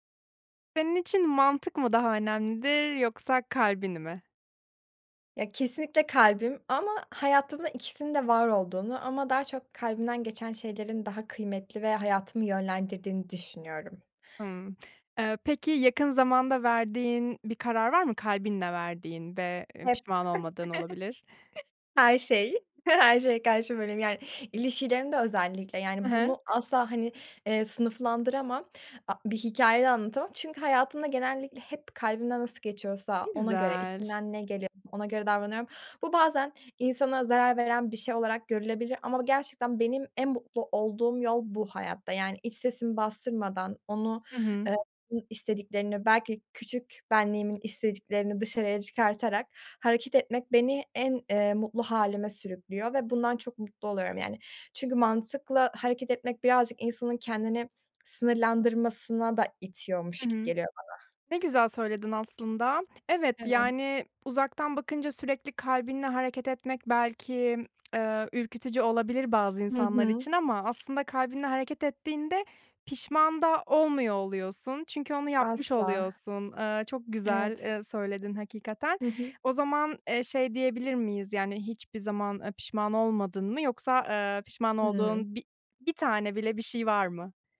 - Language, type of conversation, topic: Turkish, podcast, Bir karar verirken içgüdüne mi yoksa mantığına mı daha çok güvenirsin?
- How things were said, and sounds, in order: chuckle; laughing while speaking: "her şey. Her şeye karşı böyleyim, yani"; tapping; laughing while speaking: "He he"; drawn out: "güzel"; other background noise; unintelligible speech; tongue click